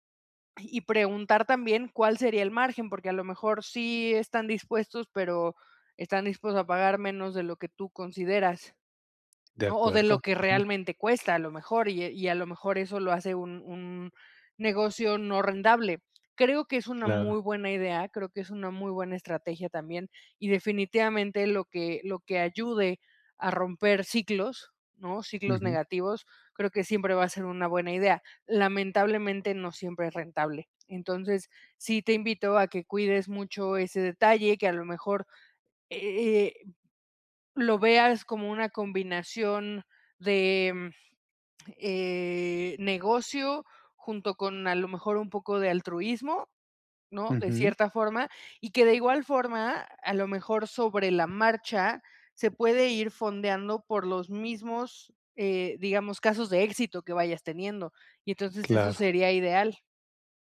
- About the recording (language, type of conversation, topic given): Spanish, advice, ¿Cómo puedo validar si mi idea de negocio tiene un mercado real?
- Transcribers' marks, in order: other background noise; tapping